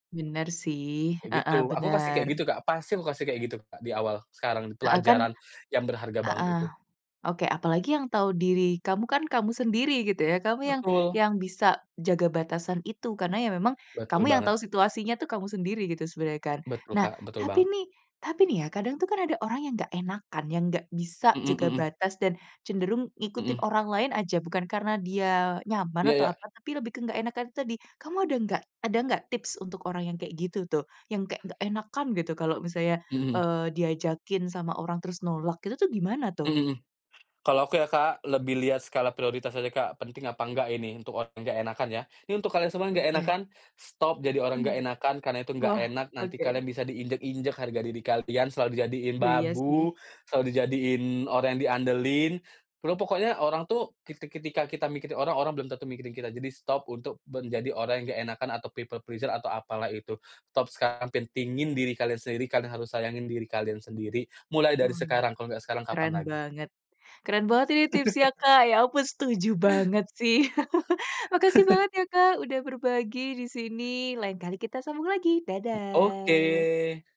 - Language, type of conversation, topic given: Indonesian, podcast, Bagaimana kamu bisa tetap menjadi diri sendiri di kantor?
- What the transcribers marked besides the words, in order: other background noise; stressed: "babu"; "menjadi" said as "benjadi"; in English: "people pleaser"; "Stop" said as "Top"; chuckle; chuckle; drawn out: "Oke"; drawn out: "dadah"